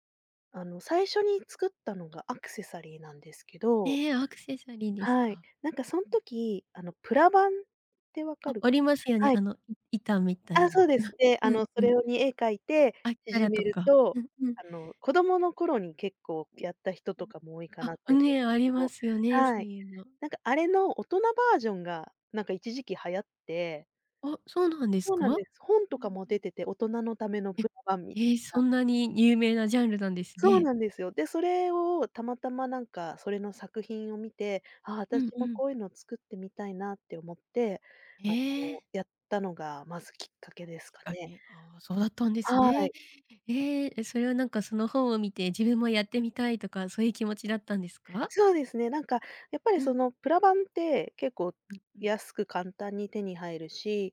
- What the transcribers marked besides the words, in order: other background noise; tapping
- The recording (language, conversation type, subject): Japanese, podcast, 趣味はあなたの生活にどんな良い影響を与えましたか？